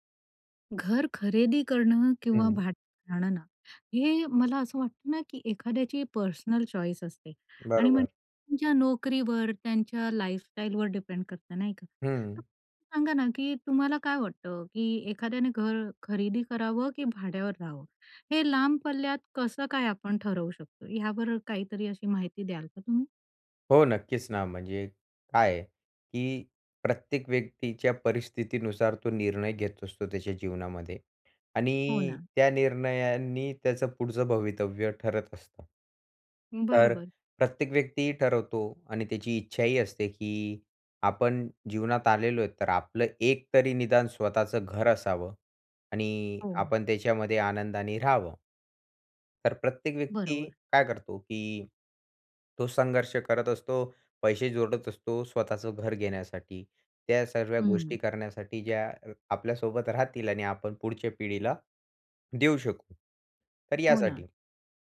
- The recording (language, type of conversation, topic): Marathi, podcast, घर खरेदी करायची की भाडेतत्त्वावर राहायचं हे दीर्घकालीन दृष्टीने कसं ठरवायचं?
- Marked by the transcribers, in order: other background noise; in English: "पर्सनल चॉईस"; in English: "लाईफस्टाईलवर डिपेंड"